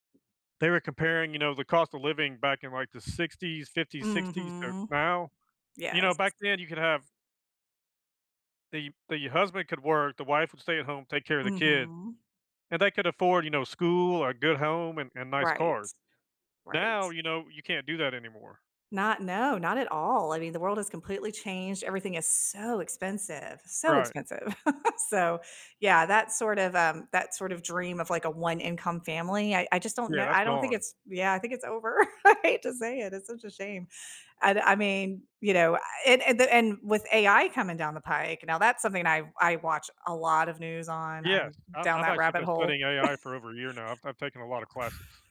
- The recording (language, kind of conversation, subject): English, unstructured, What recent news story worried you?
- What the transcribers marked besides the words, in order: stressed: "so"; chuckle; laughing while speaking: "I hate"; chuckle